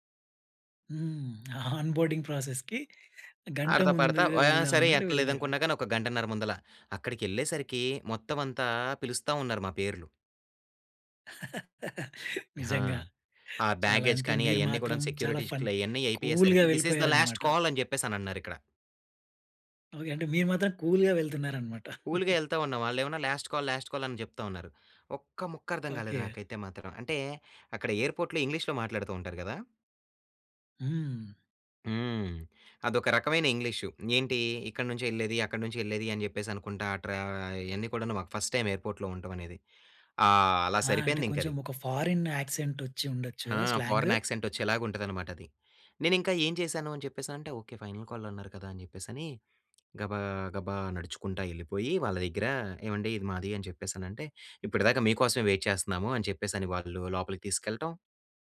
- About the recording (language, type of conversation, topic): Telugu, podcast, ఒకసారి మీ విమానం తప్పిపోయినప్పుడు మీరు ఆ పరిస్థితిని ఎలా ఎదుర్కొన్నారు?
- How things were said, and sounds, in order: chuckle; in English: "ఆ ఆన్ బోర్డింగ్ ప్రాసెస్‌కి"; tapping; laughing while speaking: "నిజంగా. చాలా అంటే, మీరు మాత్రం చాలా ఫన్ కూల్‌గా వెళ్ళిపోయారనమాట"; in English: "బ్యాగేజ్"; in English: "సెక్యూరిటీ"; in English: "ఫన్ కూల్‌గా"; unintelligible speech; in English: "దిస్ ఈస్ ద లాస్ట్ కాల్!"; in English: "కూల్‌గా"; in English: "కూల్‌గా"; chuckle; in English: "లాస్ట్ కాల్, లాస్ట్ కాల్"; in English: "ఎయిర్‌పోర్ట్‌లో"; in English: "ఫస్ట్ టైమ్ ఎయిర్‌పోర్ట్‌లో"; in English: "ఫారెన్ యాక్సెంట్"; in English: "ఫారెన్ యాక్సెంట్"; in English: "స్లాంగ్"; in English: "ఫైనల్ కాల్"; in English: "వెయిట్"